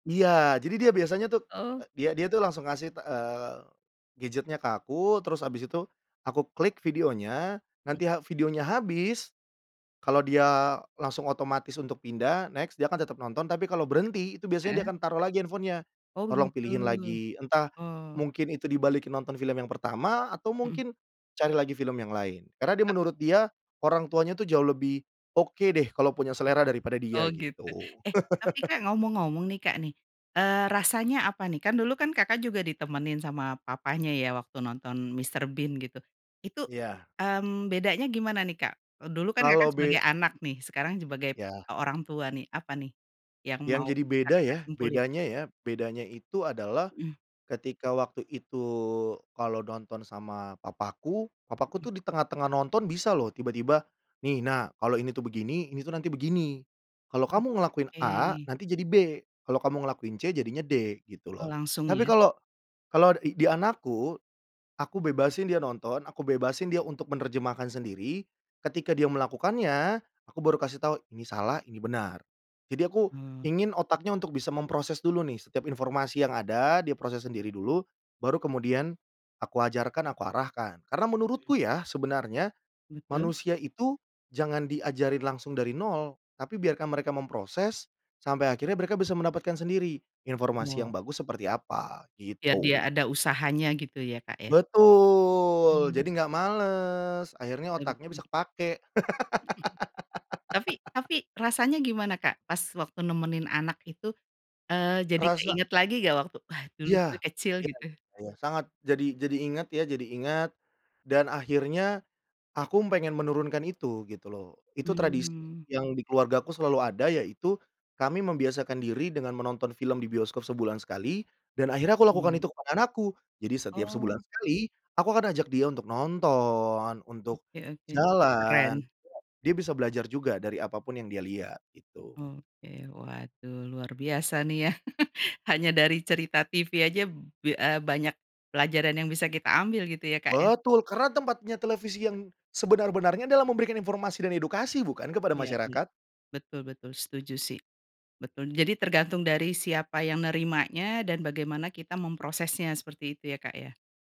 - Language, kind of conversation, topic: Indonesian, podcast, Acara televisi masa kecil apa yang paling kamu rindukan, dan kenapa?
- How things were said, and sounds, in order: in English: "next"; laugh; tapping; other background noise; laugh; laughing while speaking: "ya"; chuckle